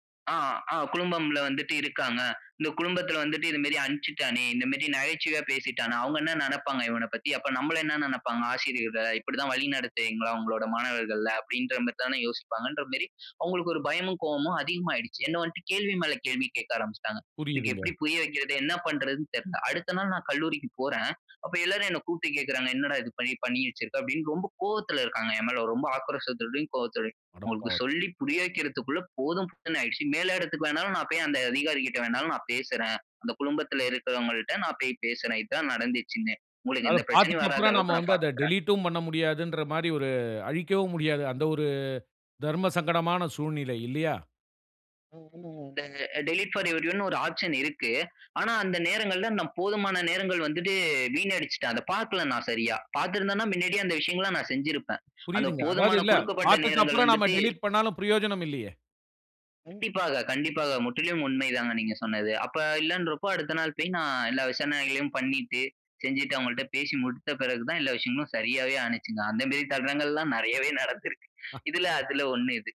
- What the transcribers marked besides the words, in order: in English: "டெலிட்டும்"; unintelligible speech; in English: "டெலிட் பார் எவரியோன்னு"; in English: "டெலிட்"; other noise
- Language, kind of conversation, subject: Tamil, podcast, ஒரு செய்தியை தவறுதலாக அனுப்பிவிட்டால் நீங்கள் என்ன செய்வீர்கள்?